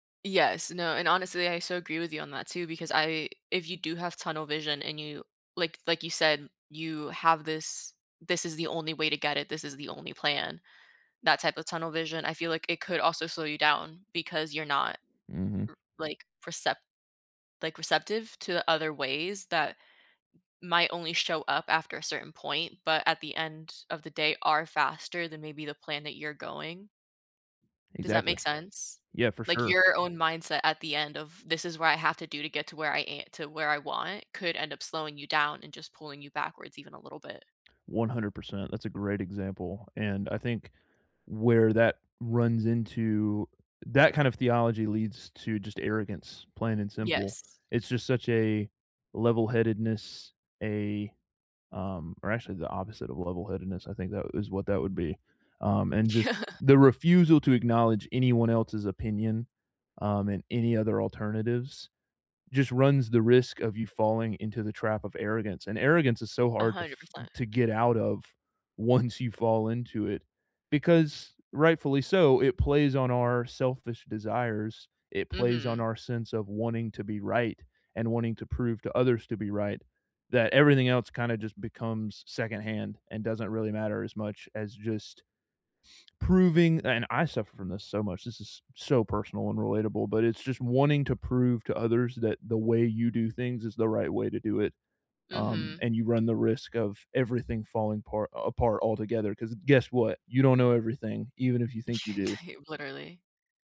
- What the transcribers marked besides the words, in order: laughing while speaking: "Yeah"; scoff
- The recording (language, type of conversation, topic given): English, unstructured, How do I stay patient yet proactive when change is slow?
- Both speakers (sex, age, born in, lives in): female, 20-24, Dominican Republic, United States; male, 20-24, United States, United States